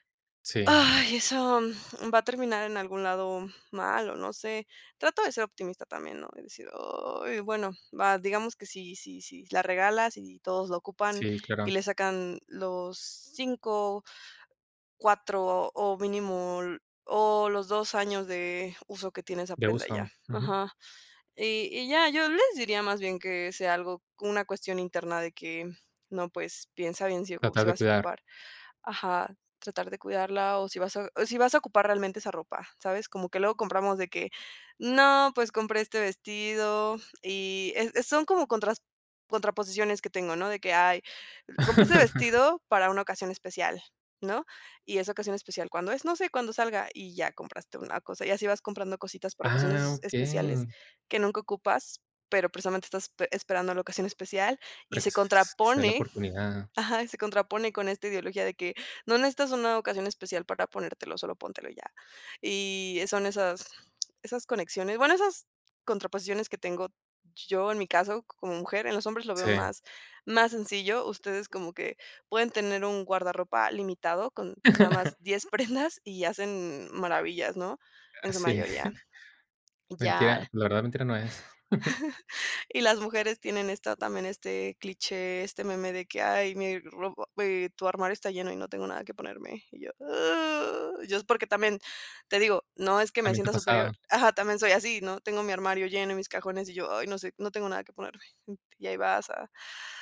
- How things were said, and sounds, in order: chuckle; other noise; tapping; laughing while speaking: "sí"; chuckle
- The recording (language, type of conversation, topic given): Spanish, podcast, ¿Qué papel cumple la sostenibilidad en la forma en que eliges tu ropa?